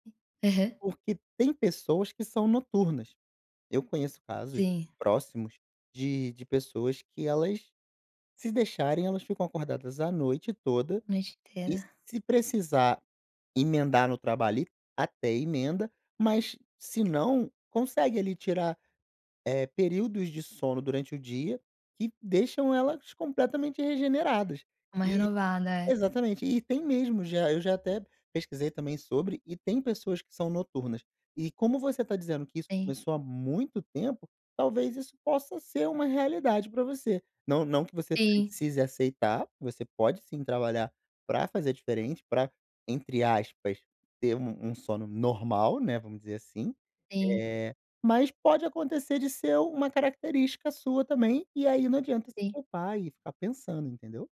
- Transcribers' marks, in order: none
- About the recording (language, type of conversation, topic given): Portuguese, advice, Como descrever sua insônia causada por preocupações constantes?